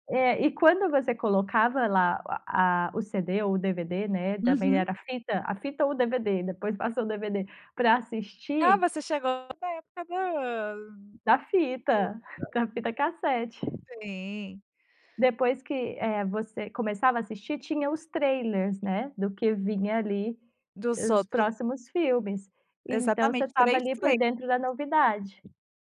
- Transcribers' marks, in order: tapping; unintelligible speech; unintelligible speech
- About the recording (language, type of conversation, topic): Portuguese, podcast, Como você percebe que o streaming mudou a forma como consumimos filmes?